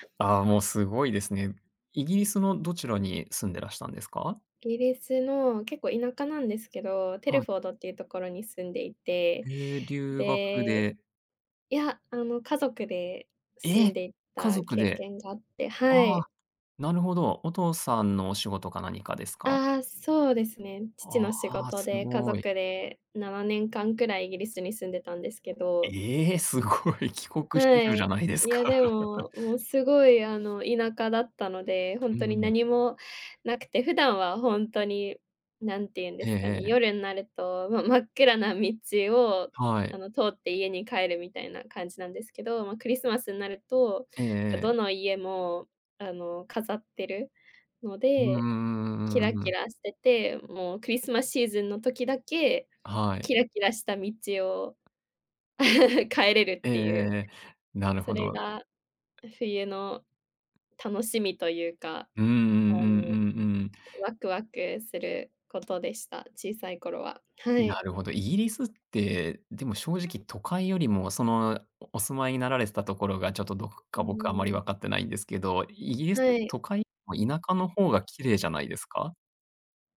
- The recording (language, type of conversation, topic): Japanese, podcast, 季節ごとに楽しみにしていることは何ですか？
- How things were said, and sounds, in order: other background noise; surprised: "え"; tapping; laughing while speaking: "すごい。帰国子女じゃないですか"; laugh; laugh